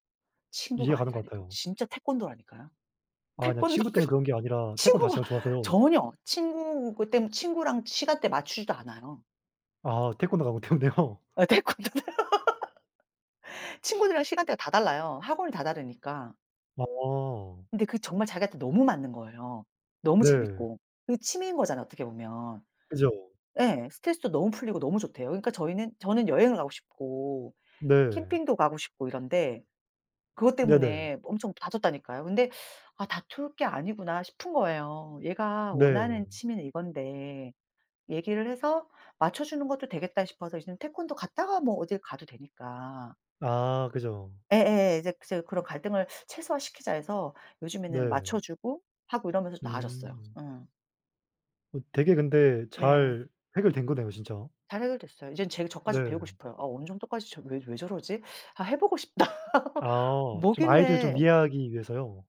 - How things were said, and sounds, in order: laughing while speaking: "태권도가"; laughing while speaking: "때문에요?"; laughing while speaking: "태권도"; sniff; laugh
- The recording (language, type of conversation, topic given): Korean, unstructured, 취미 때문에 가족과 다툰 적이 있나요?